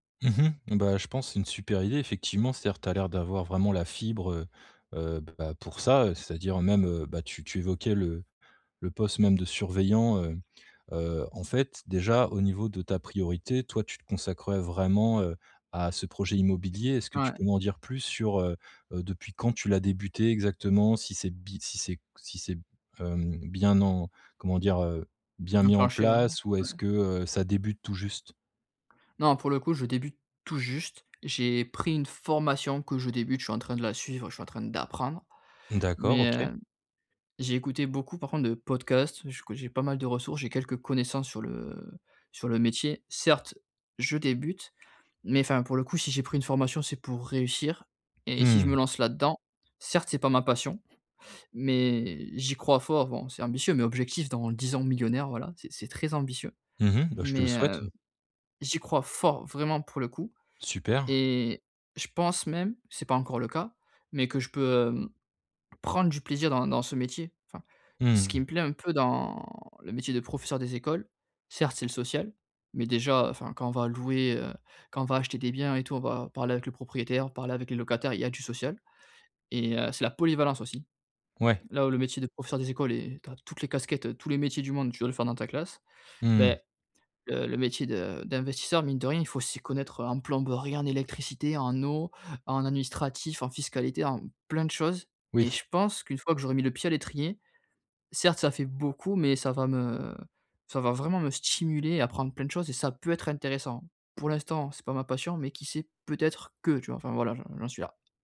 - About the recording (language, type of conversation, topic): French, advice, Comment puis-je clarifier mes valeurs personnelles pour choisir un travail qui a du sens ?
- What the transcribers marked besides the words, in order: chuckle; stressed: "fort"